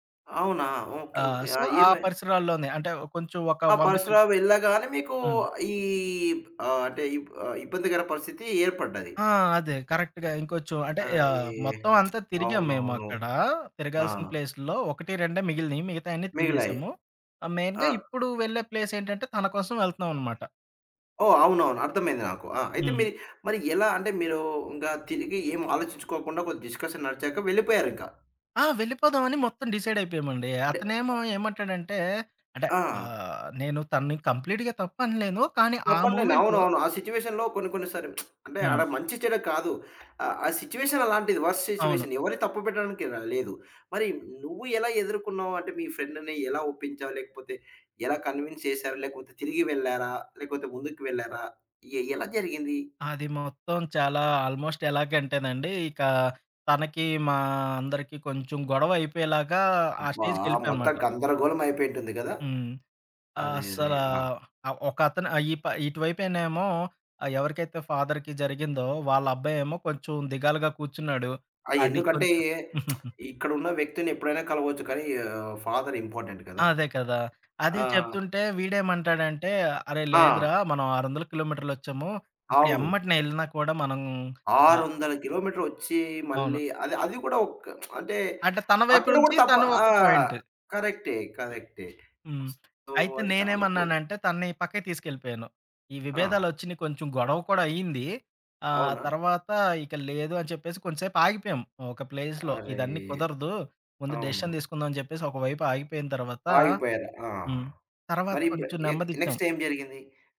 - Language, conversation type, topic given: Telugu, podcast, మధ్యలో విభేదాలున్నప్పుడు నమ్మకం నిలబెట్టుకోవడానికి మొదటి అడుగు ఏమిటి?
- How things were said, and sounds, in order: in English: "సో"; in English: "కరెక్ట్‌గా"; other background noise; lip smack; in English: "మెయిన్‌గా"; in English: "డిస్కషన్"; in English: "కంప్లీట్‌గా"; in English: "మూమెంట్‌లో"; in English: "సిట్యుయేషన్‌లో"; lip smack; in English: "సిట్యుయేషన్"; in English: "వర్స్ట్ సిట్యుయేషన్"; in English: "ఫ్రెండ్‌ని"; in English: "కన్విన్స్"; in English: "ఫాదర్‌కి"; lip smack; giggle; in English: "ఫాదర్ ఇంపార్టెంట్"; lip smack; in English: "పాయింట్"; in English: "సో"; in English: "ప్లేస్‌లో"; in English: "డెసిషన్"